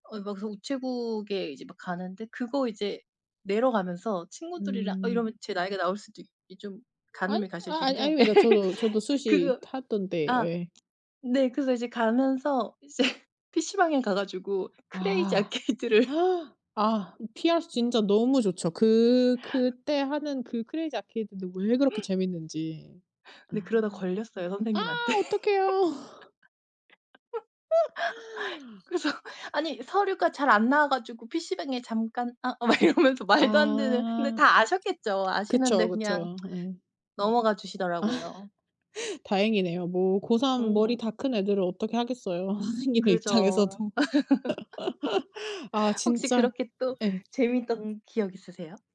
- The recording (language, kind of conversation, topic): Korean, unstructured, 학교에서 가장 즐거웠던 활동은 무엇이었나요?
- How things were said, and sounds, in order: laugh; other background noise; laughing while speaking: "이제"; gasp; laughing while speaking: "아케이드를"; laugh; laughing while speaking: "어떡해요"; laughing while speaking: "선생님한테. 그래서"; laugh; anticipating: "어!"; laughing while speaking: "막 이러면서"; laughing while speaking: "아"; laugh; laughing while speaking: "선생님의 입장에서도"; laugh